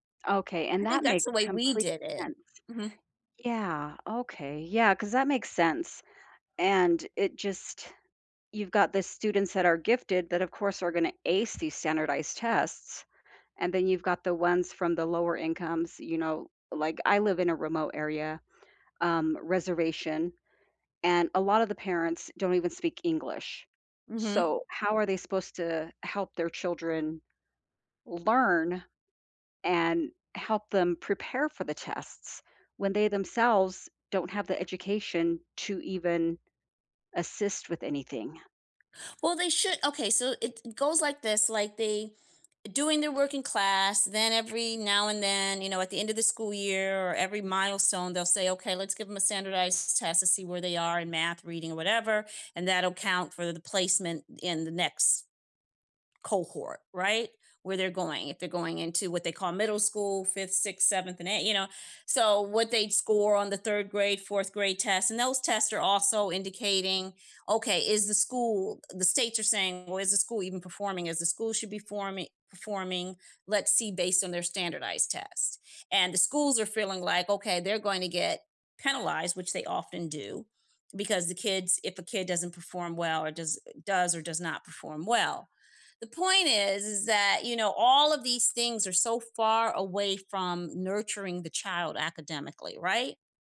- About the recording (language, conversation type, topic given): English, unstructured, Do you believe standardized tests are fair?
- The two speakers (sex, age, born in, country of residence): female, 50-54, Canada, United States; female, 55-59, United States, United States
- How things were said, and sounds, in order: tapping; other background noise